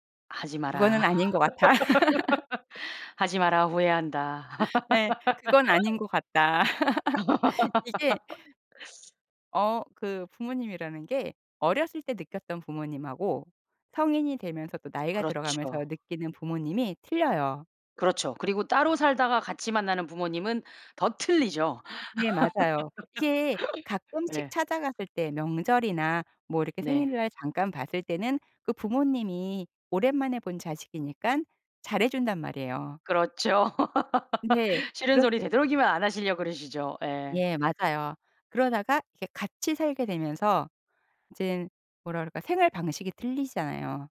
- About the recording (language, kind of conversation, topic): Korean, podcast, 가족의 과도한 기대를 어떻게 현명하게 다루면 좋을까요?
- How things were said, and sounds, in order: laughing while speaking: "마라"; laughing while speaking: "같아"; laugh; laughing while speaking: "후회한다"; laugh; other background noise; laugh; laughing while speaking: "그렇죠"; laugh